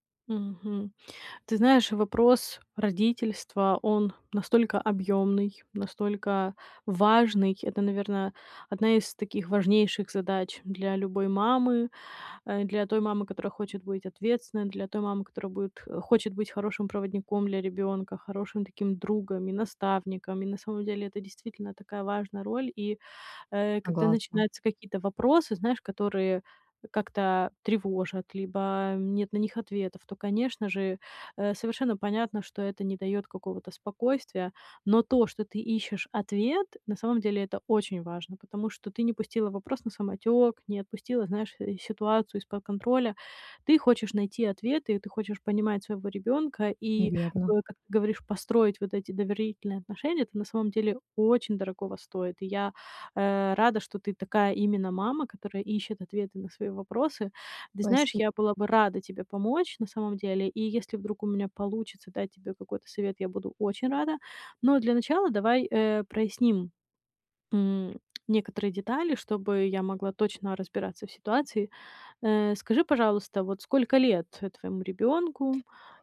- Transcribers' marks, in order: tapping; stressed: "очень"
- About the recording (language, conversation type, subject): Russian, advice, Как построить доверие в новых отношениях без спешки?